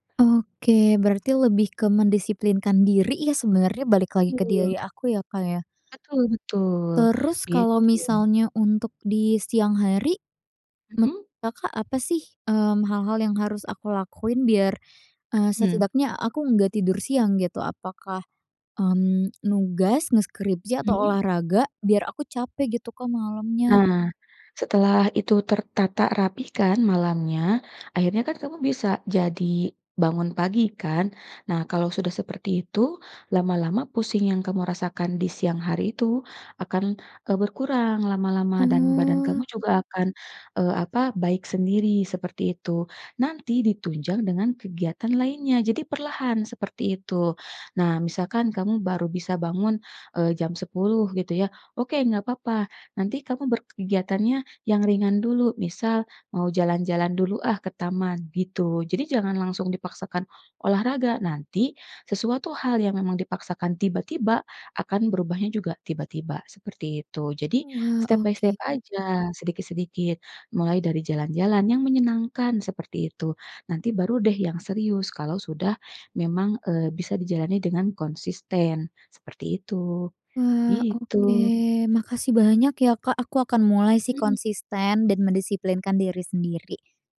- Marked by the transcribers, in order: in English: "step by step"
- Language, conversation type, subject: Indonesian, advice, Apakah tidur siang yang terlalu lama membuat Anda sulit tidur pada malam hari?